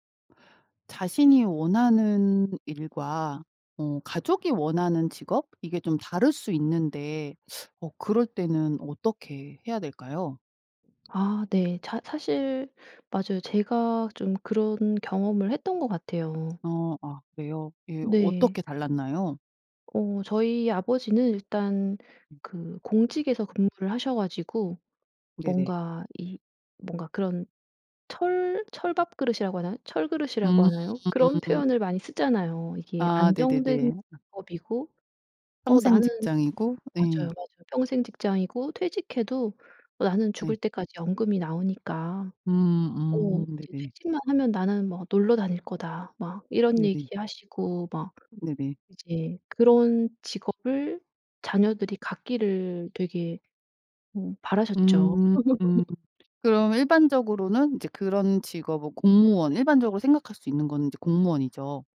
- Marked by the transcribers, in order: tapping; teeth sucking; other background noise; laugh
- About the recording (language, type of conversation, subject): Korean, podcast, 가족이 원하는 직업과 내가 하고 싶은 일이 다를 때 어떻게 해야 할까?